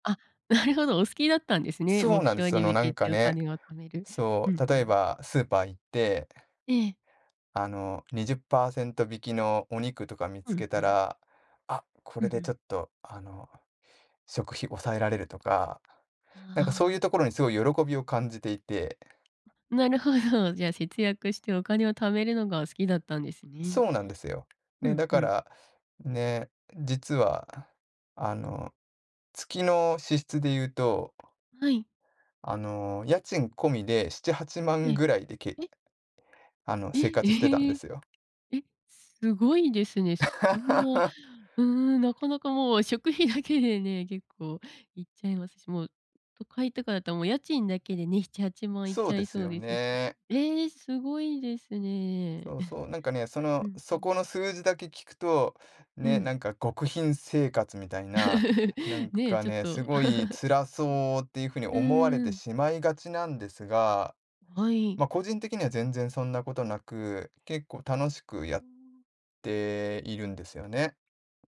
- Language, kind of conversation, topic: Japanese, advice, 自分の価値観や優先順位がはっきりしないのはなぜですか？
- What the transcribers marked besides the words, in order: tapping; laugh; laughing while speaking: "だけでね"; chuckle; laugh